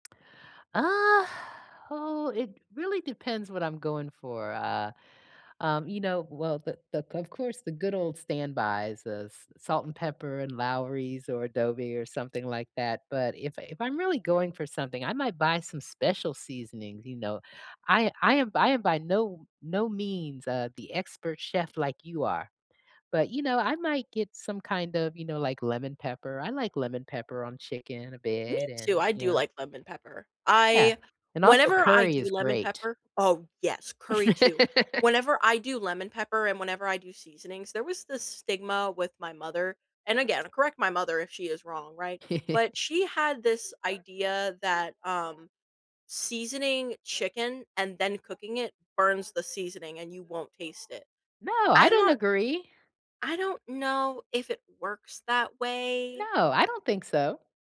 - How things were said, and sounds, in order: laugh; chuckle; background speech
- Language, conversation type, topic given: English, unstructured, What’s a story from your past involving food that you now find gross?
- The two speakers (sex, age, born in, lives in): female, 18-19, United States, United States; female, 55-59, United States, United States